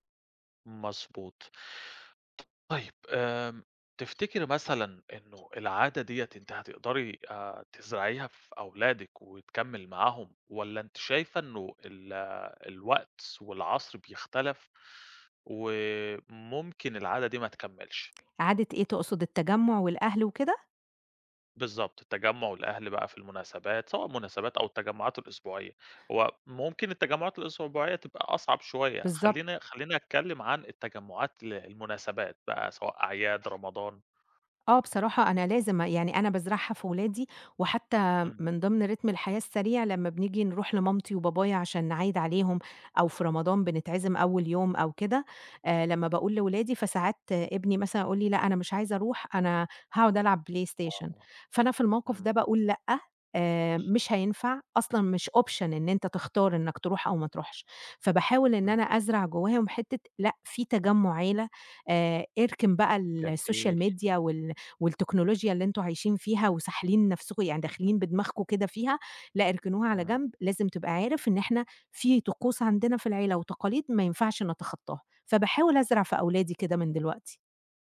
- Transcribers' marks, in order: other background noise; tapping; in English: "ريتم"; in English: "Option"; in English: "الSocial Media"
- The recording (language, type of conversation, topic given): Arabic, podcast, إيه طقوس تحضير الأكل مع أهلك؟